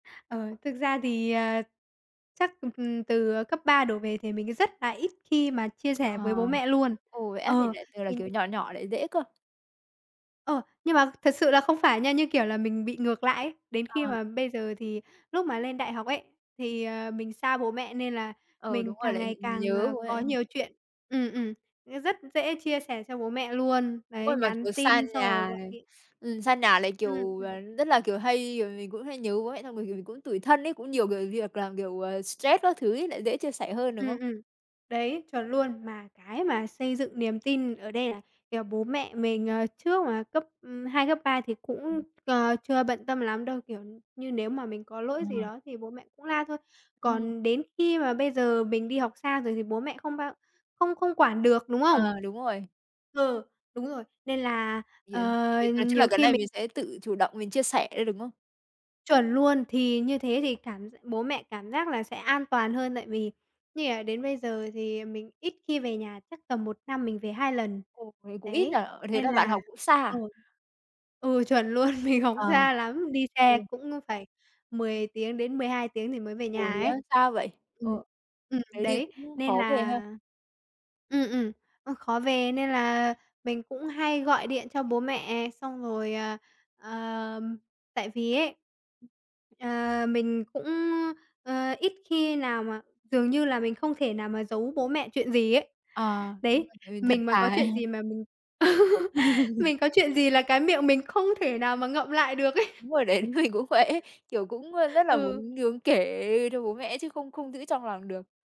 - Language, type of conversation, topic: Vietnamese, podcast, Làm sao để xây dựng niềm tin giữa cha mẹ và con cái?
- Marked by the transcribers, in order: tapping; other noise; background speech; laughing while speaking: "mình học xa lắm"; other background noise; laugh; laughing while speaking: "ấy"; laughing while speaking: "đấy, mình cũng vậy ấy"